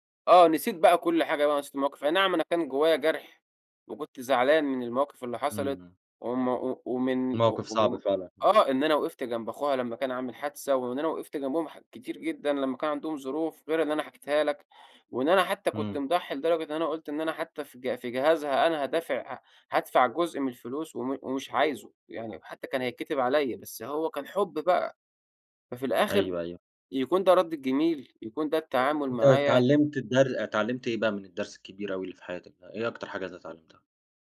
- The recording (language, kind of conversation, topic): Arabic, podcast, إزاي تقدر تبتدي صفحة جديدة بعد تجربة اجتماعية وجعتك؟
- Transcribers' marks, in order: other background noise